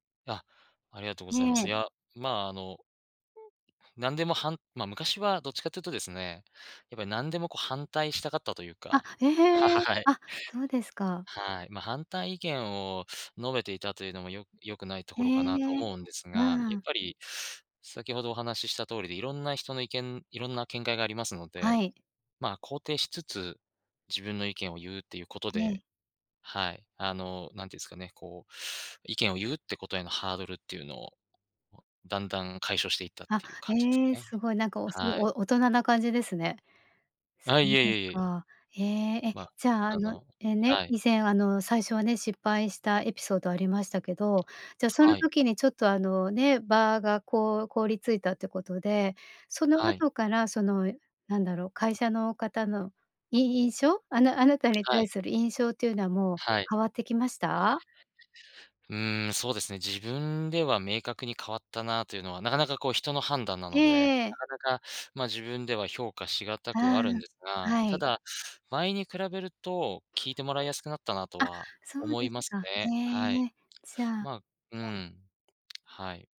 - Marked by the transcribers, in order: laughing while speaking: "はい"; tapping; other noise
- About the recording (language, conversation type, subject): Japanese, podcast, 仕事における自分らしさについて、あなたはどう考えていますか？